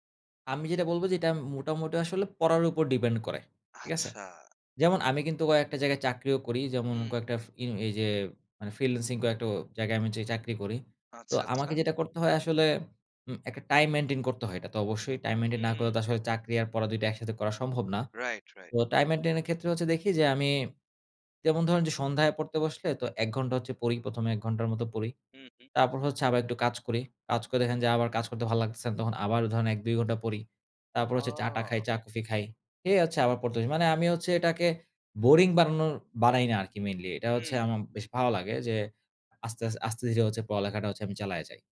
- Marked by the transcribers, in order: in English: "depend"
- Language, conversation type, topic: Bengali, podcast, আপনি কীভাবে নিয়মিত পড়াশোনার অভ্যাস গড়ে তোলেন?